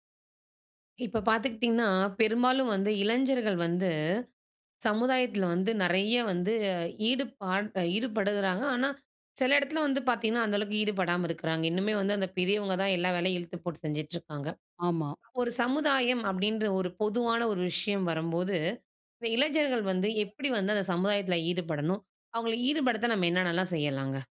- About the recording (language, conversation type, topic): Tamil, podcast, இளைஞர்களை சமுதாயத்தில் ஈடுபடுத்த என்ன செய்யலாம்?
- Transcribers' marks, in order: other background noise